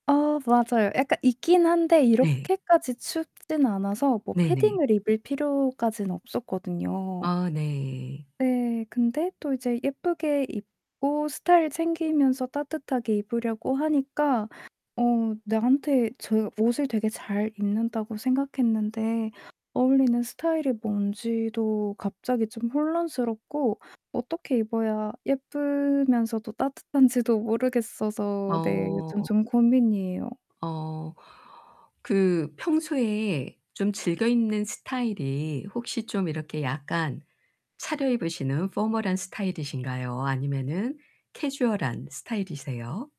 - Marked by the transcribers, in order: other background noise; put-on voice: "포멀한"
- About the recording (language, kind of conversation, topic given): Korean, advice, 나에게 어울리는 스타일은 어떻게 찾을 수 있나요?